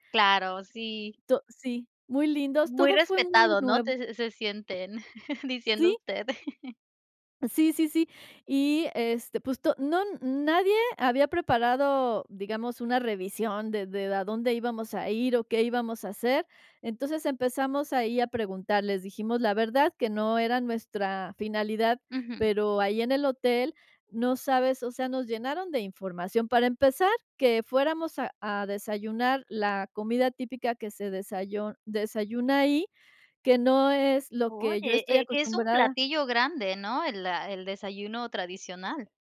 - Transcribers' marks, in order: giggle
- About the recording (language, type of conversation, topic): Spanish, podcast, ¿Puedes contarme sobre un viaje que empezó mal, pero luego terminó mejorando?